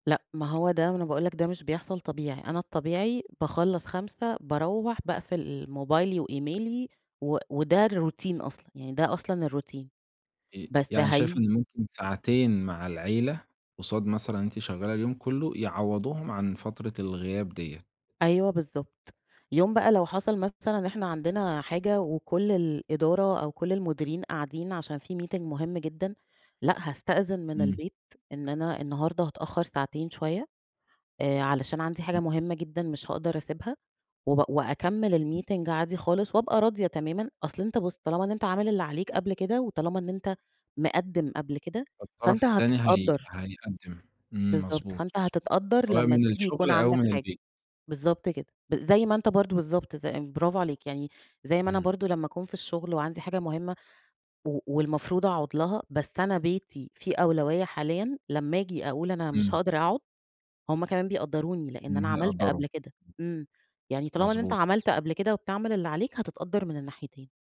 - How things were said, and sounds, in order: in English: "وإيميلي"; in English: "الروتين"; in English: "الروتين"; in English: "meeting"; unintelligible speech; in English: "الmeeting"; unintelligible speech
- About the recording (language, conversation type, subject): Arabic, podcast, إزاي توازن بين الشغل وحياتك الشخصية؟